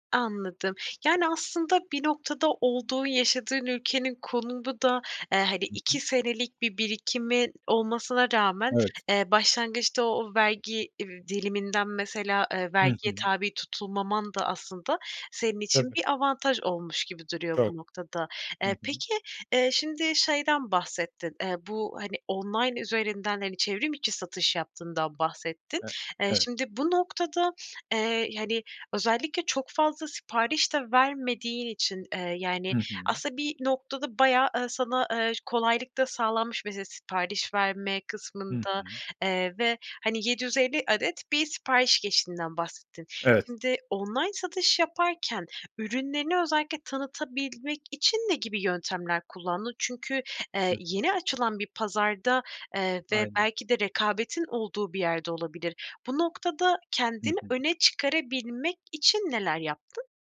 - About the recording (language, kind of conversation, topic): Turkish, podcast, Kendi işini kurmayı hiç düşündün mü? Neden?
- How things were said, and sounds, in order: none